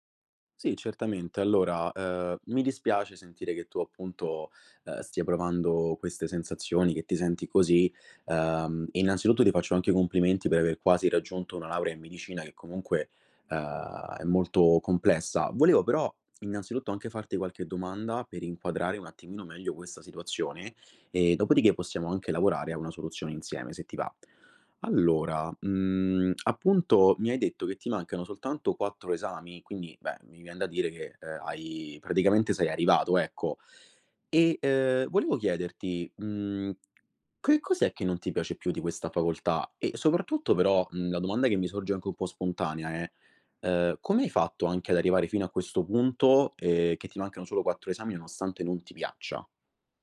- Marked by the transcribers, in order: none
- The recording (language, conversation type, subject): Italian, advice, Come posso mantenere un ritmo produttivo e restare motivato?